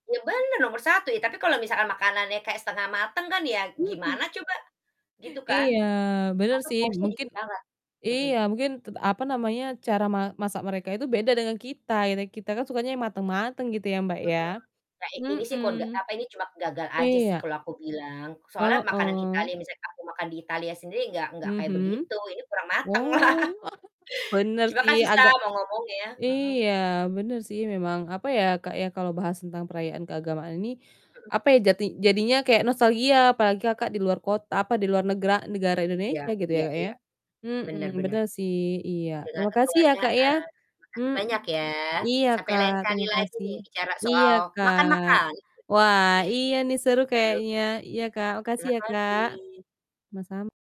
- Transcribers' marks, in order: distorted speech; chuckle; laughing while speaking: "lah"; chuckle
- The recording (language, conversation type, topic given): Indonesian, unstructured, Apa kenangan paling menarik dari perayaan keagamaan yang pernah kamu alami?